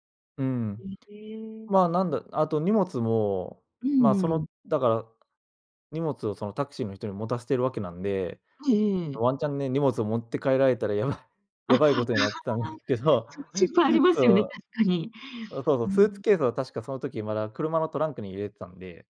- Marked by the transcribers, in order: laughing while speaking: "やばい やばいことになってたんですけど"; chuckle
- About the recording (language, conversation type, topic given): Japanese, podcast, 旅先で忘れられないハプニングは何がありましたか？